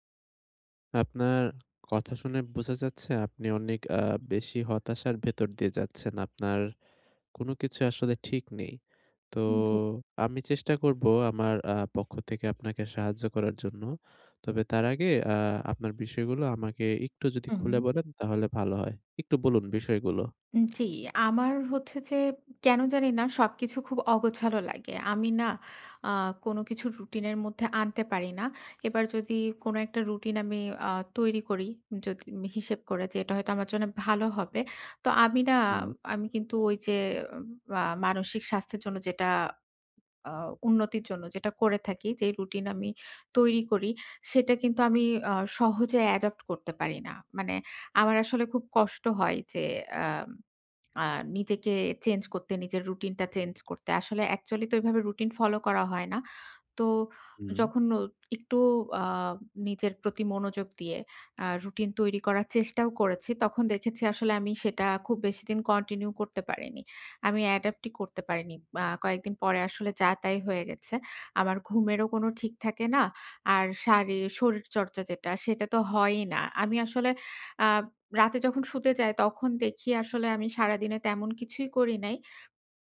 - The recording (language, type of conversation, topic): Bengali, advice, ভ্রমণ বা সাপ্তাহিক ছুটিতে মানসিক সুস্থতা বজায় রাখতে দৈনন্দিন রুটিনটি দ্রুত কীভাবে মানিয়ে নেওয়া যায়?
- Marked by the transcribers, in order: none